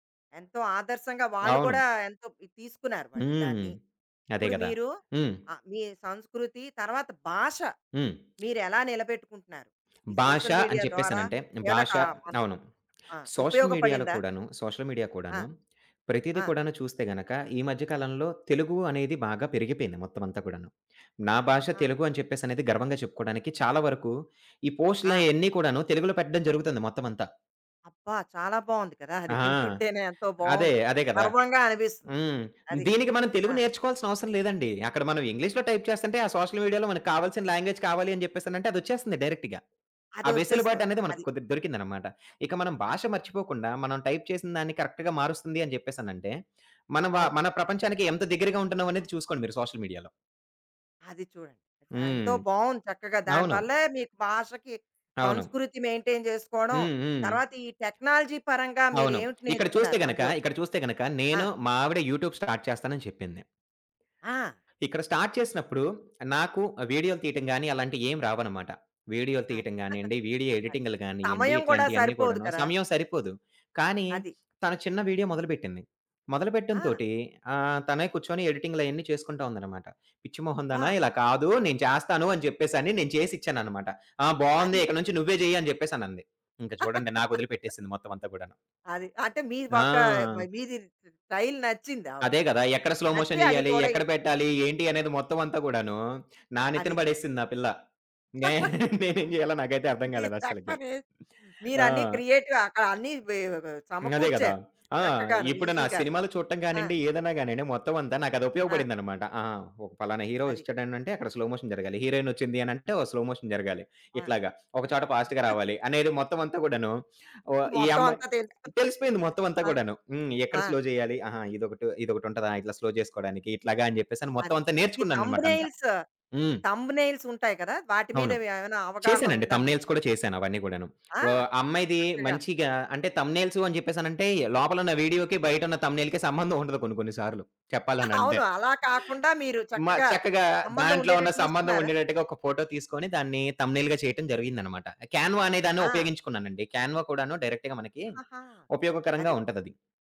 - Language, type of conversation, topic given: Telugu, podcast, సోషల్ మీడియా మీ క్రియేటివిటీని ఎలా మార్చింది?
- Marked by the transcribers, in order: tapping; lip smack; in English: "సోషల్ మీడియా"; in English: "సోషల్ మీడియాలో"; in English: "సోషల్ మీడియా"; chuckle; other background noise; in English: "టైప్"; in English: "సోషల్ మీడియాలో"; in English: "లాంగ్వేజ్"; in English: "డైరెక్ట్‌గా"; in English: "టైప్"; in English: "కరెక్ట్‌గా"; in English: "సోషల్ మీడియాలో"; in English: "మెయింటెయిన్"; in English: "టెక్నాలజీ"; in English: "యూట్యూబ్ స్టార్ట్"; in English: "స్టార్ట్"; lip smack; chuckle; laugh; in English: "స్టైల్"; in English: "స్లో మోషన్"; laugh; unintelligible speech; in English: "క్రియేటివ్"; in English: "ఈసీ"; in English: "స్లో మోషన్"; in English: "స్లో మోషన్"; in English: "ఫాస్ట్‌గా"; chuckle; laughing while speaking: "మొత్తమంతా తెలుసు"; in English: "స్లో"; in English: "స్లో"; in English: "థంబ్‌నెయిల్స్"; in English: "థంబ్‌నెయిల్‌కి"; giggle; chuckle; in English: "థంబ్‌నెయిల్‌గా"; in English: "క్యాన్వా"; in English: "క్యాన్వా"; in English: "డైరెక్ట్‌గా"